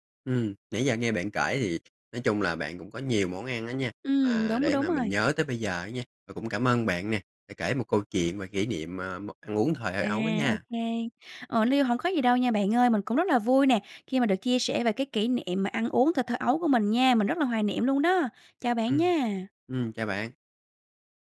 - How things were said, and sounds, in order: other background noise; tapping
- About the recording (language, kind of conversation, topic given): Vietnamese, podcast, Bạn có thể kể một kỷ niệm ăn uống thời thơ ấu của mình không?